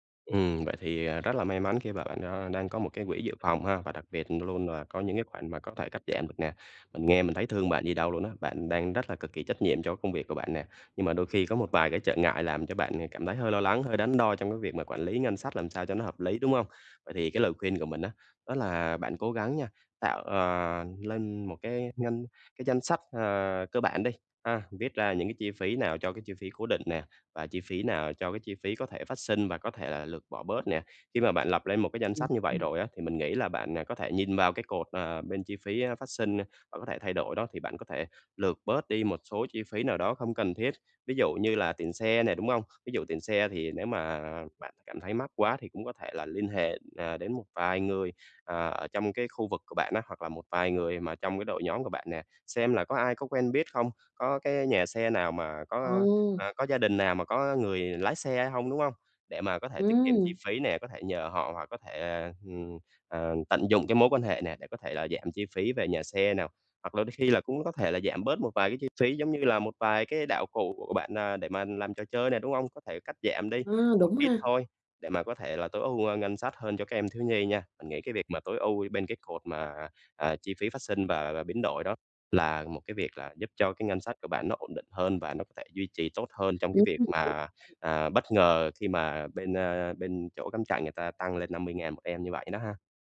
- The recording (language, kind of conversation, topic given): Vietnamese, advice, Làm sao để quản lý chi phí và ngân sách hiệu quả?
- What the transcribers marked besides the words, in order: tapping; unintelligible speech